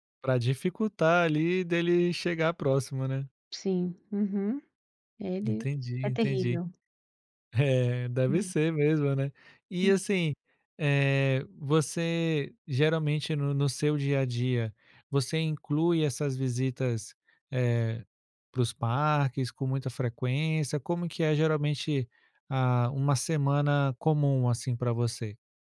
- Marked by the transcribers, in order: tapping
- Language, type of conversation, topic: Portuguese, podcast, Como você aplica observações da natureza no seu dia a dia?